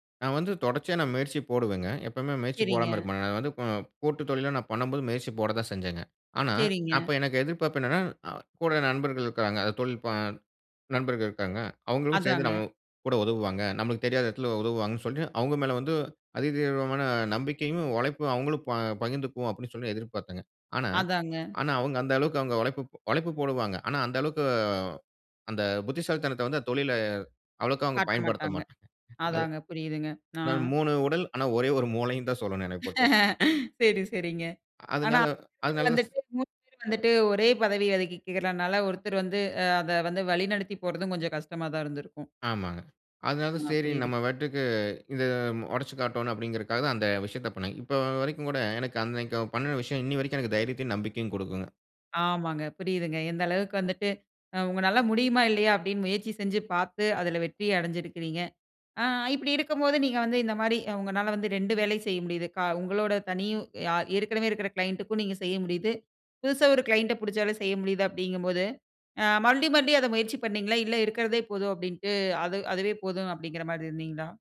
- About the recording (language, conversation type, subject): Tamil, podcast, தொடக்கத்தில் சிறிய வெற்றிகளா அல்லது பெரிய இலக்கை உடனடி பலனின்றி தொடர்ந்து நாடுவதா—இவற்றில் எது முழுமையான தீவிரக் கவன நிலையை அதிகம் தூண்டும்?
- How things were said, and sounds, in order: laughing while speaking: "ஆனா ஒரே ஒரு மூளைன்னு தான் சொல்லணும் என்னைப் பொறுத்தவரைக்கும்"; other background noise; laugh; unintelligible speech; trusting: "இன்னி வரைக்கும் எனக்கு தைரியத்தையும், நம்பிக்கையும் கொடுக்குங்க"; in English: "க்ளைன்டு"; in English: "க்ளையண்ட்"